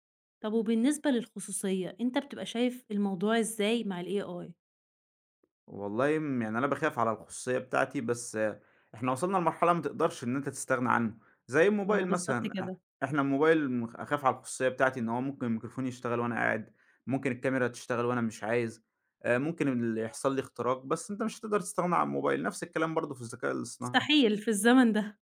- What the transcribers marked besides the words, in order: in English: "الAI؟"; tapping; in English: "الMicrophone"
- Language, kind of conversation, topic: Arabic, podcast, إزاي بتحط حدود للذكاء الاصطناعي في حياتك اليومية؟